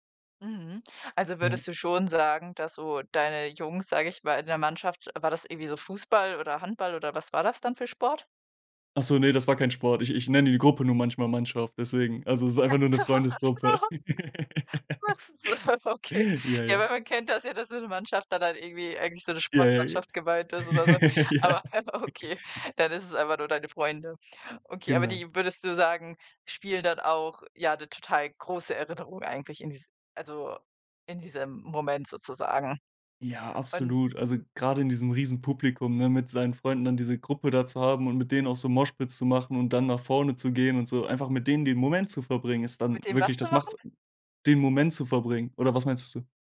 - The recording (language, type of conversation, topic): German, podcast, Woran erinnerst du dich, wenn du an dein erstes Konzert zurückdenkst?
- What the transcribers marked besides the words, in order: laughing while speaking: "Ach so, ach so. Was ist so okay"; joyful: "Ja, wenn man kennt das … nur deine Freunde"; chuckle; chuckle; laughing while speaking: "aber okay"